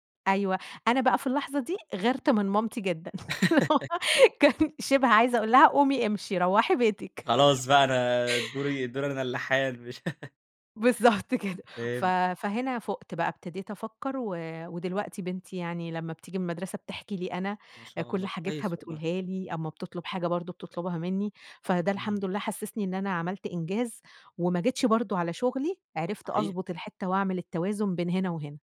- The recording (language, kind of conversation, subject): Arabic, podcast, إزاي بتوازن بين الشغل وحياتك العائلية؟
- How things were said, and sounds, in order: laugh; laughing while speaking: "كان شبه عايزة أقول لها قومي امشي روَّحي بيتِك"; laughing while speaking: "خلاص بقى أنا دوري دوري أنا اللي حان مش"; laughing while speaking: "بالضبط كده"; laugh